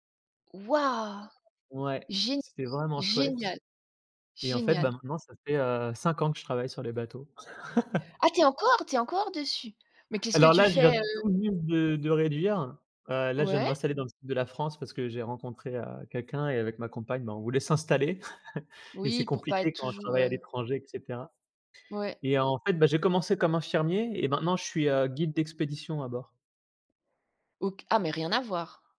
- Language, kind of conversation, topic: French, podcast, Pouvez-vous décrire une occasion où le fait de manquer quelque chose vous a finalement été bénéfique ?
- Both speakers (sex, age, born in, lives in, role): female, 45-49, France, France, host; male, 30-34, France, France, guest
- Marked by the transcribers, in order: chuckle; stressed: "s'installer"; chuckle